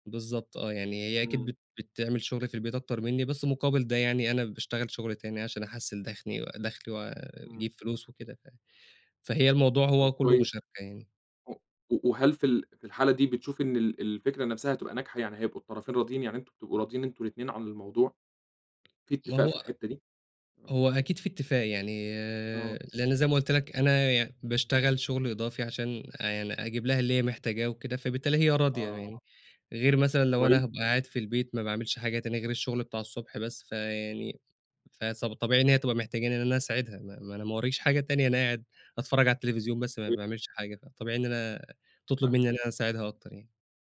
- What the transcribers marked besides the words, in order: tapping; unintelligible speech
- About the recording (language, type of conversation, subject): Arabic, podcast, إيه رأيك في تقسيم شغل البيت بين الزوجين أو بين أهل البيت؟